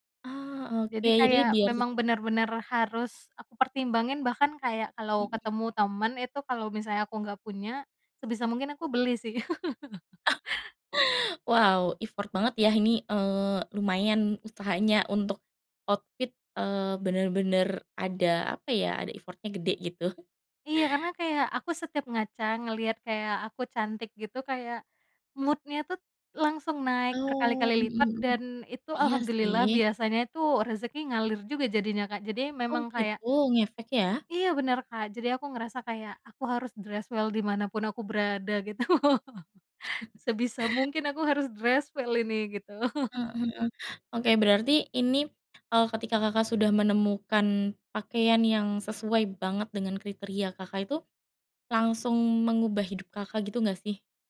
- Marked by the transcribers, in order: other background noise; chuckle; in English: "effort"; in English: "outfit"; in English: "effort-nya"; in English: "mood-nya"; in English: "dress well"; chuckle; laughing while speaking: "gitu"; in English: "dress well"; chuckle
- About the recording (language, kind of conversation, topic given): Indonesian, podcast, Bagaimana kamu memilih pakaian untuk menunjukkan jati dirimu yang sebenarnya?